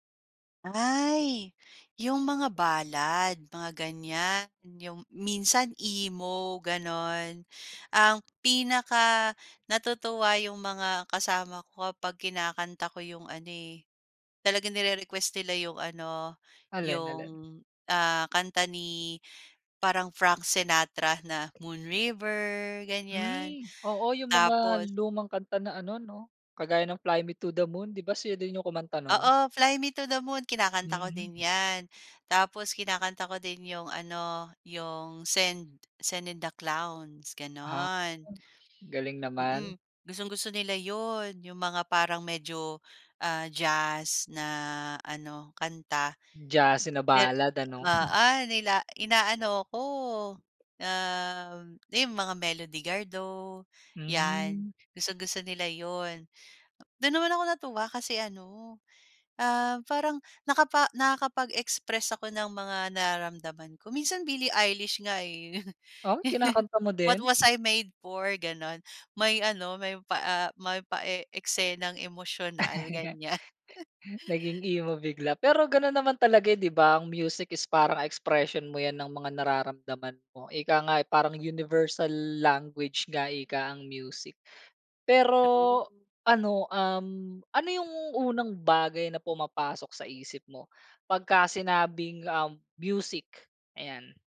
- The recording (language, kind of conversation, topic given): Filipino, podcast, Paano mo ipinapahayag ang sarili mo sa pamamagitan ng musika?
- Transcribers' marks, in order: chuckle; laugh; laugh; chuckle